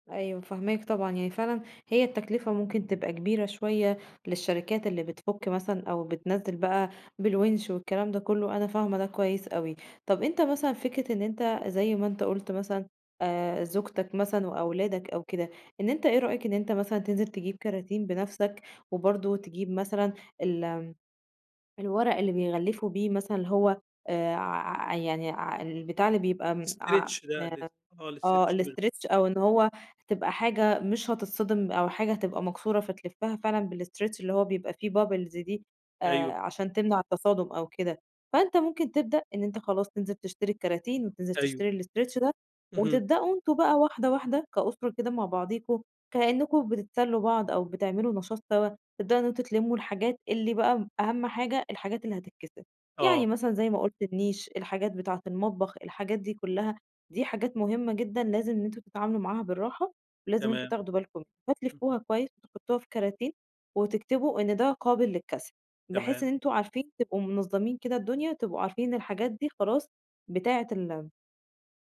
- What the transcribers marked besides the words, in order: unintelligible speech; in English: "الstretch"; in English: "stretch"; in English: "الstretch"; unintelligible speech; in English: "بالstretch"; in English: "bubbles"; in English: "الstretch"
- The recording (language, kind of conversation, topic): Arabic, advice, إزاي كانت تجربة انتقالك لبيت جديد؟